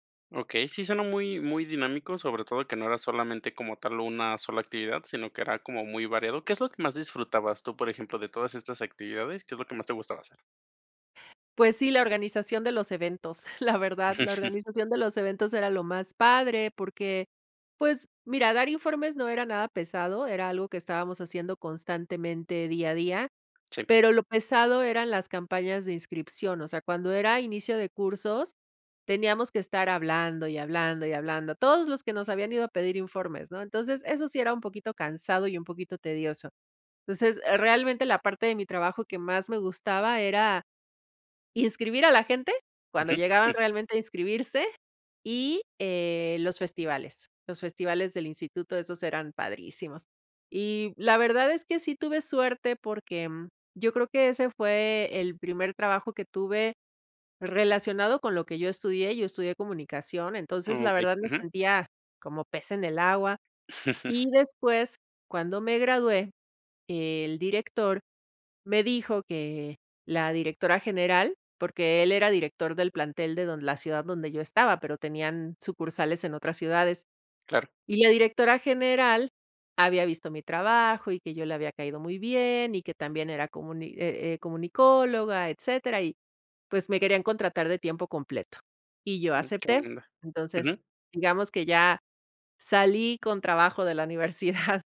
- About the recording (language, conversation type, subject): Spanish, podcast, ¿Cuál fue tu primer trabajo y qué aprendiste de él?
- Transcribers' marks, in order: chuckle; laughing while speaking: "la verdad"; other noise; chuckle; chuckle